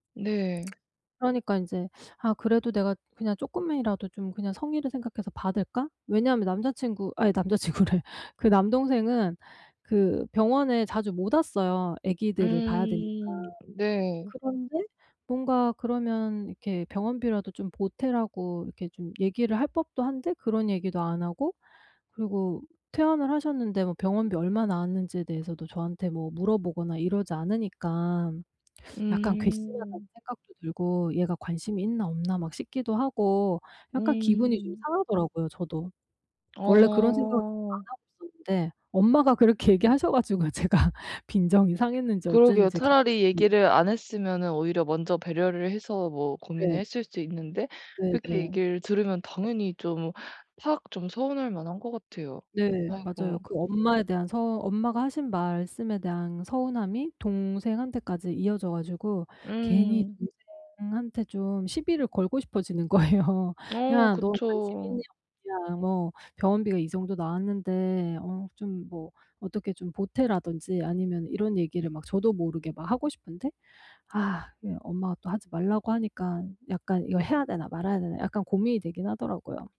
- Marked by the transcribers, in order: laughing while speaking: "남자친구래"; other background noise; laughing while speaking: "그렇게 얘기하셔 가지고 제가"; laughing while speaking: "거예요"; background speech; tapping
- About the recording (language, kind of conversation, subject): Korean, advice, 돈 문제로 갈등이 생겼을 때 어떻게 평화롭게 해결할 수 있나요?